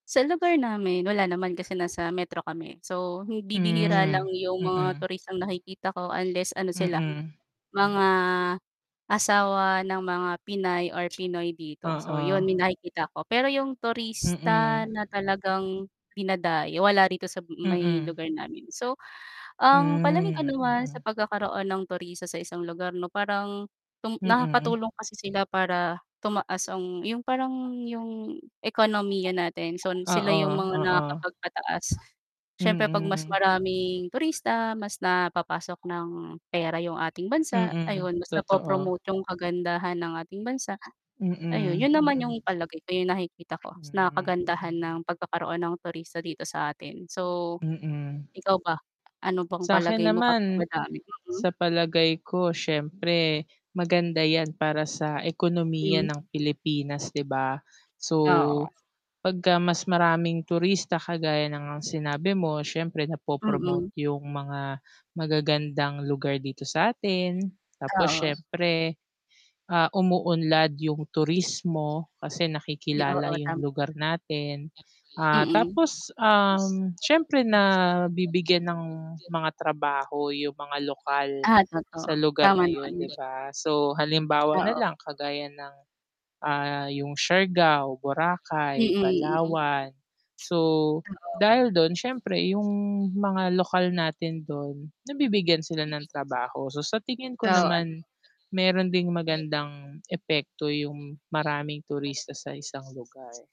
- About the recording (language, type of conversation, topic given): Filipino, unstructured, Ano ang palagay mo sa sobrang dami ng mga turistang pumupunta sa isang lugar?
- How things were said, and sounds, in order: other background noise; tapping; distorted speech; static; background speech; unintelligible speech